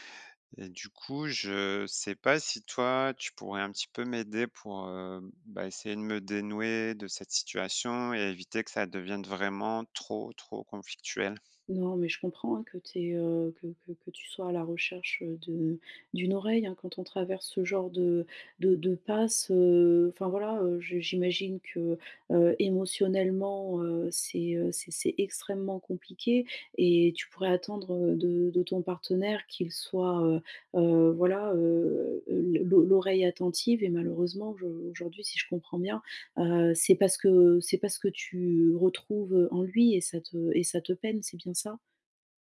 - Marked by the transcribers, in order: none
- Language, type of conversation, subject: French, advice, Comment décririez-vous les tensions familiales liées à votre épuisement ?